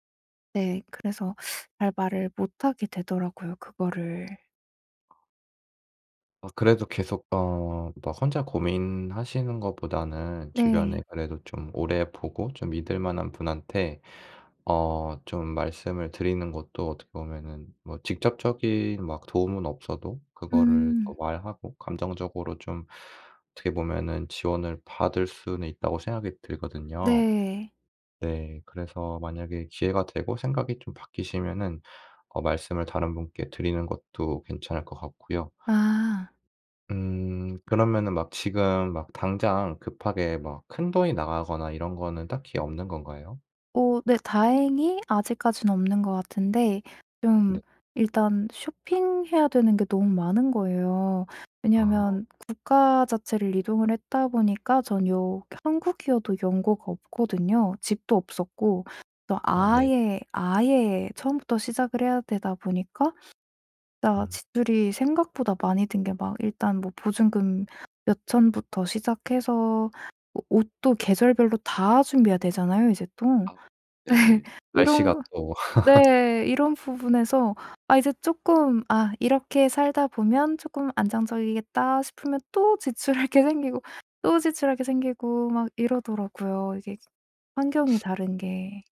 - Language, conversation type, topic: Korean, advice, 재정 걱정 때문에 계속 불안하고 걱정이 많은데 어떻게 해야 하나요?
- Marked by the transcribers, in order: teeth sucking; other background noise; tapping; laughing while speaking: "네"; laugh; laughing while speaking: "지출할 게"